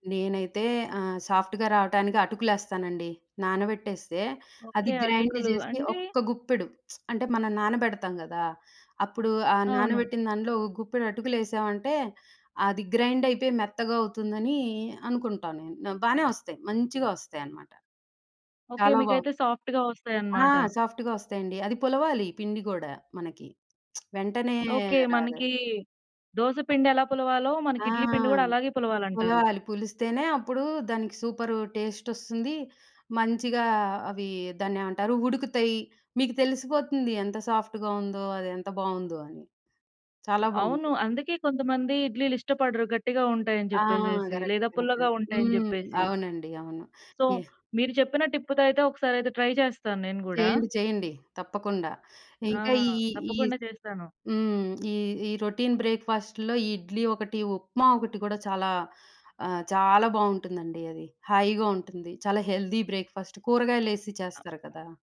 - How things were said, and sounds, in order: in English: "సాఫ్ట్‌గా"; in English: "గ్రైండ్"; lip smack; in English: "సాఫ్ట్‌గా"; lip smack; in English: "సాఫ్ట్‌గా"; in English: "సో"; in English: "టిప్‌తో"; in English: "ట్రై"; in English: "రొటీన్ బ్రేక్‌ఫాస్ట్‌లో"; in English: "హెల్తీ బ్రేక్‌ఫాస్ట్"; other noise
- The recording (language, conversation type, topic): Telugu, podcast, మీ ఇంటి అల్పాహార సంప్రదాయాలు ఎలా ఉంటాయి?